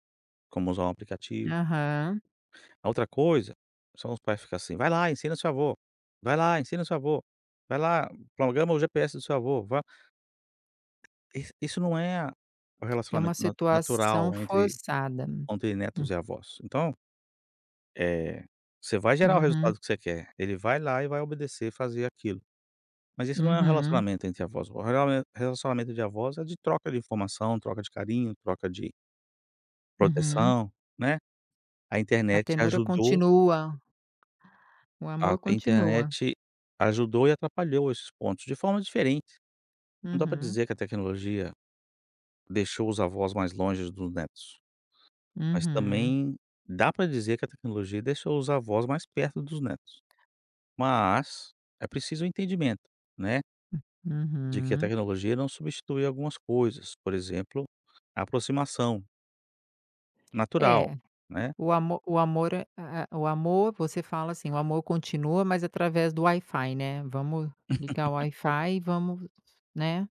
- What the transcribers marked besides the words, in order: tapping; unintelligible speech; other background noise; laugh
- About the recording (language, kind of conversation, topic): Portuguese, podcast, Como a tecnologia alterou a conversa entre avós e netos?